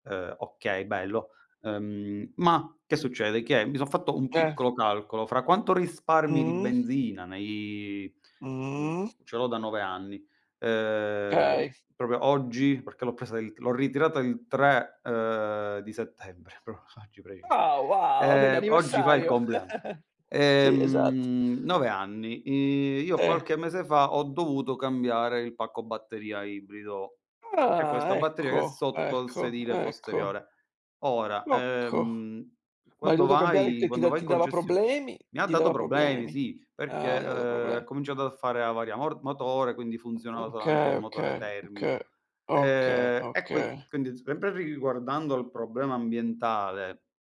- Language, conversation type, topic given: Italian, unstructured, Come può la tecnologia aiutare a risolvere i problemi ambientali?
- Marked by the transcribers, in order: drawn out: "nei"; drawn out: "Mh"; drawn out: "ehm"; "Okay" said as "kay"; stressed: "Ah, wow"; chuckle; drawn out: "Ehm"; drawn out: "I"; tapping; stressed: "Ah"; "sempre" said as "zempre"